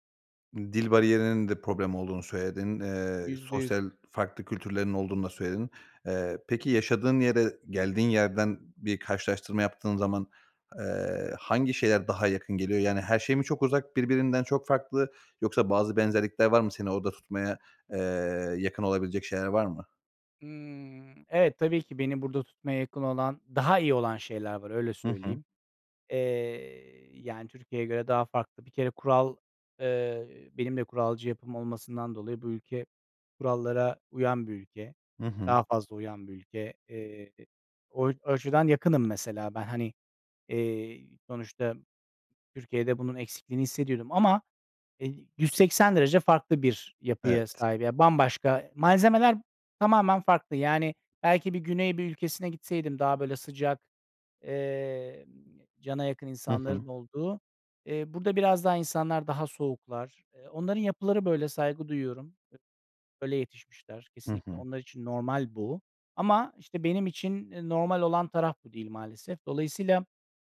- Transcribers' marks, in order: tapping; other background noise
- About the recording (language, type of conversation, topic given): Turkish, podcast, Bir yere ait olmak senin için ne anlama geliyor ve bunu ne şekilde hissediyorsun?